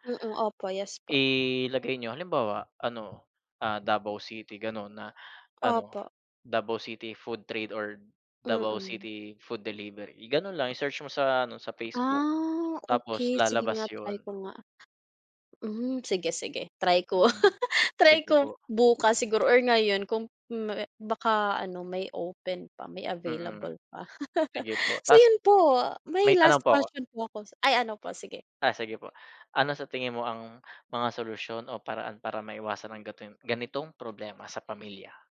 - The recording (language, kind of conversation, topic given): Filipino, unstructured, Ano ang nararamdaman mo kapag walang pagkain sa bahay?
- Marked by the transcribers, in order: other background noise; laugh; chuckle